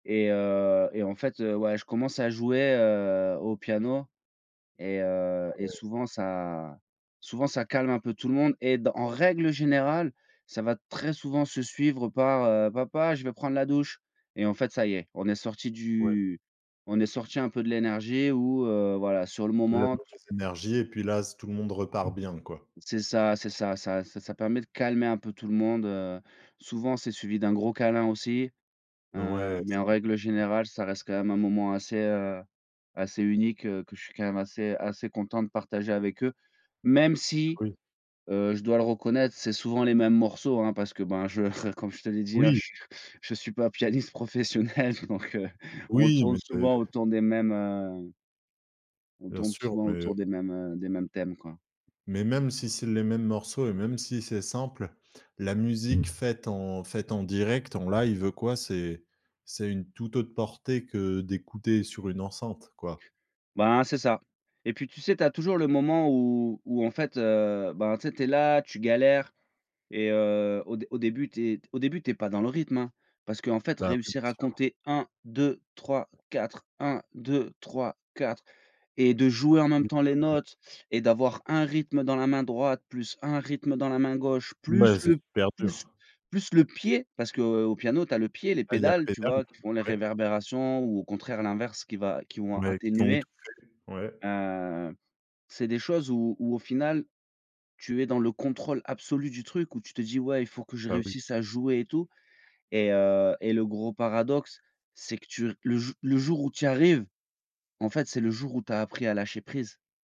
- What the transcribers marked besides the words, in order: other background noise; tapping; chuckle; laughing while speaking: "professionnel, donc heu"; chuckle; unintelligible speech
- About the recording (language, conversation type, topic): French, podcast, Quel loisir te plonge complètement dans un état de fluidité ?